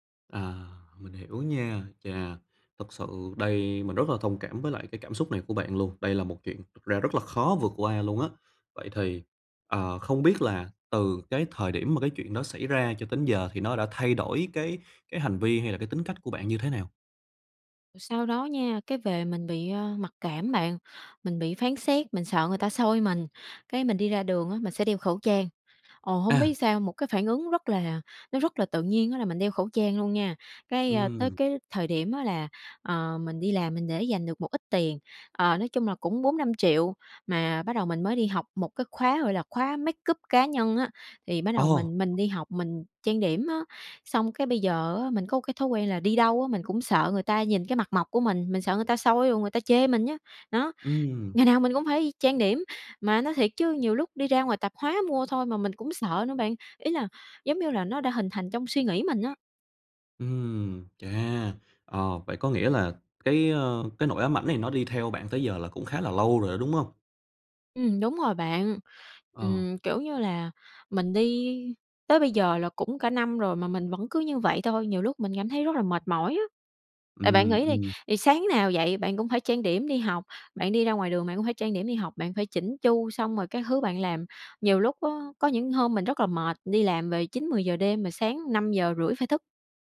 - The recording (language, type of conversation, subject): Vietnamese, advice, Làm sao vượt qua nỗi sợ bị phán xét khi muốn thử điều mới?
- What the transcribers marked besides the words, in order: tapping; in English: "make up"; other background noise